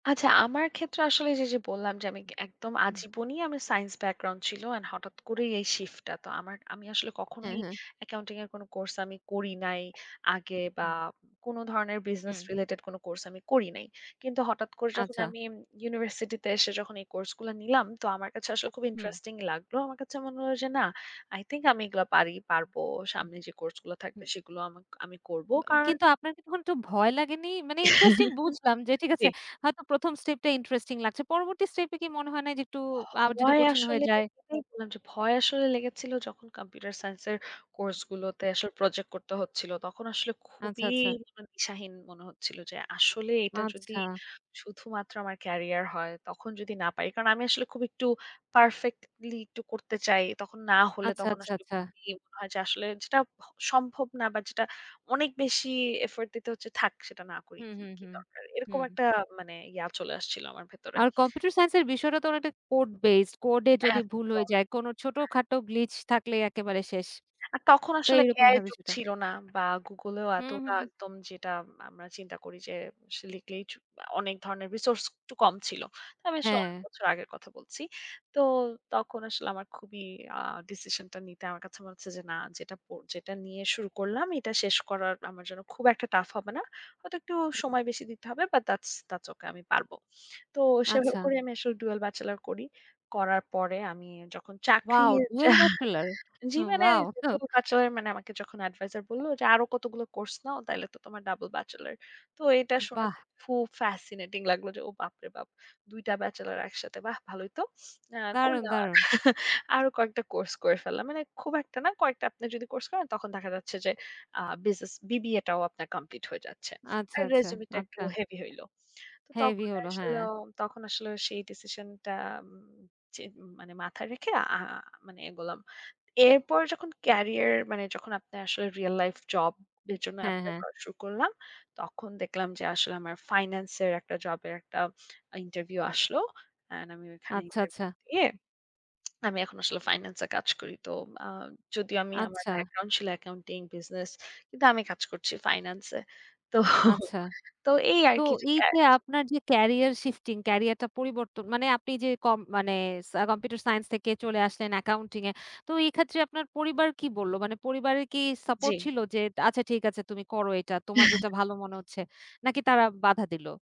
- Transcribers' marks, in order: in English: "রিলেটেড"; in English: "ইন্টারেস্টিং"; in English: "ইন্টারেস্টিং"; chuckle; in English: "ইন্টারেস্টিং"; unintelligible speech; in English: "পারফেক্টলি"; in English: "এফোর্ট"; in English: "রিসোর্স"; in English: "টাফ"; in English: "বাট থাটস, থাটস ওকে"; in English: "ডুয়াল ব্যাচেলর"; in English: "ডুয়াল ব্যাচেলর!"; chuckle; in English: "ফ্যাসিনেটিং"; chuckle; in English: "হেভি"; in English: "হেভি"; tongue click; chuckle; in English: "ক্যারিয়ার শিফটিং"; unintelligible speech; chuckle
- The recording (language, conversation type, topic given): Bengali, podcast, ক্যারিয়ার পরিবর্তনের সিদ্ধান্ত আপনি কীভাবে নেবেন?